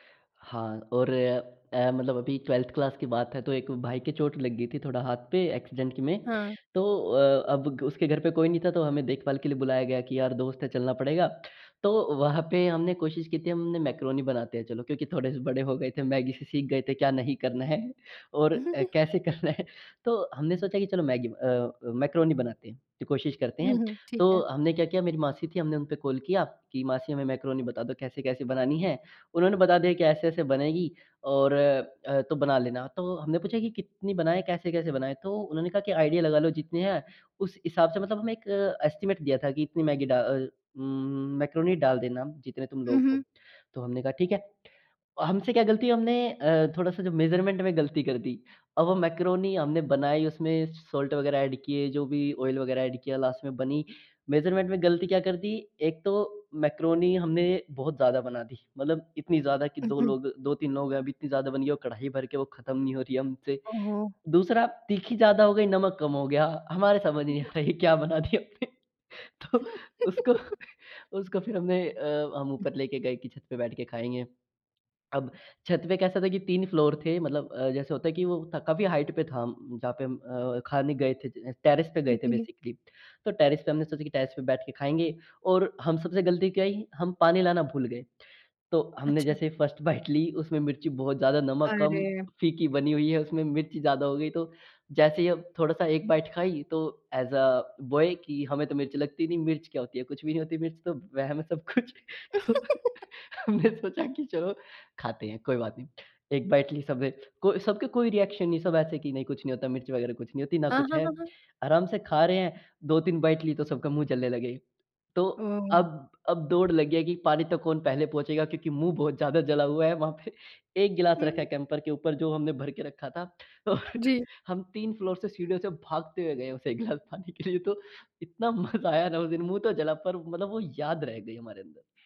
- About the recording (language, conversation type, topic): Hindi, podcast, क्या तुम्हें बचपन का कोई खास खाना याद है?
- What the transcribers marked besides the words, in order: in English: "टूवेल्थ क्लास"; in English: "एक्सीडेंट"; in English: "मैकरोनी"; chuckle; laughing while speaking: "कैसे करना है"; in English: "मैकरोनी"; in English: "कॉल"; in English: "मैकरोनी"; in English: "आइडिया"; in English: "एस्टिमेट"; in English: "मेज़रमेंट"; in English: "साल्ट"; in English: "एड"; in English: "ऑइल"; in English: "एड"; in English: "लास्ट"; in English: "मेज़रमेंट"; laughing while speaking: "आ रहा क्या बना दिया हमने"; laugh; other background noise; in English: "फ्लोर"; in English: "हाइट"; in English: "टेरेस"; in English: "बेसिकली"; in English: "टेरेस"; in English: "टेरेस"; in English: "फर्स्ट बाइट"; in English: "बाइट"; in English: "ऐज़ अ, बॉय"; laughing while speaking: "सब कुछ। तो हमने सोचा कि चलो"; laugh; in English: "बाइट"; in English: "रिएक्शन"; in English: "बाइट"; chuckle; in English: "फ्लोर"; laughing while speaking: "एक गिलास पानी के लिए तो इतना मज़ा आया था उस"